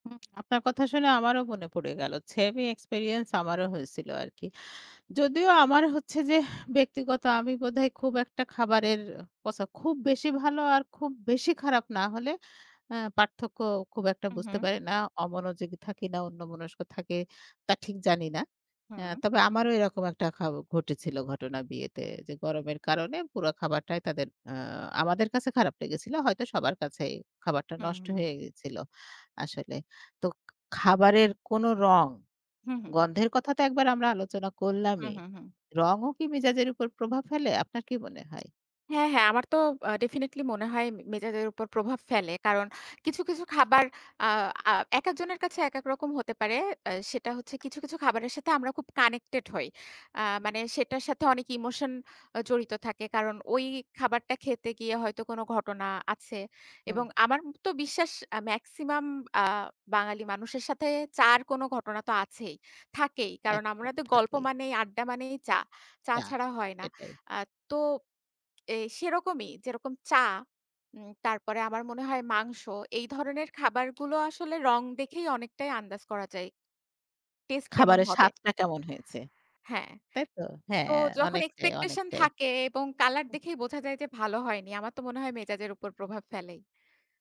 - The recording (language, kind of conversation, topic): Bengali, unstructured, কোন খাবার আপনার মেজাজ ভালো করে তোলে?
- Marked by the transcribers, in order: other background noise